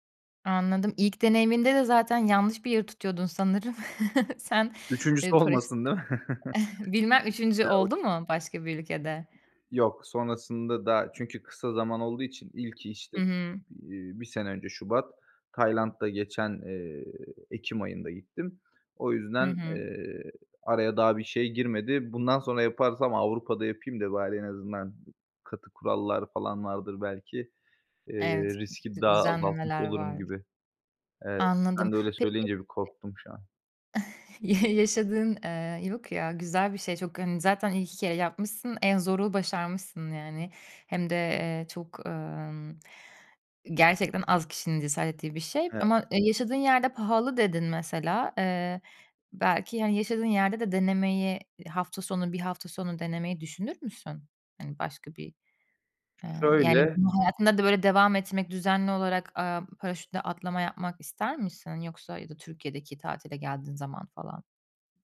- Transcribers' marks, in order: chuckle; unintelligible speech; inhale; unintelligible speech; chuckle
- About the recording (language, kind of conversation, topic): Turkish, podcast, En ilginç hobi deneyimini bizimle paylaşır mısın?
- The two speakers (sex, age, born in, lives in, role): female, 30-34, Turkey, Germany, host; male, 25-29, Turkey, Bulgaria, guest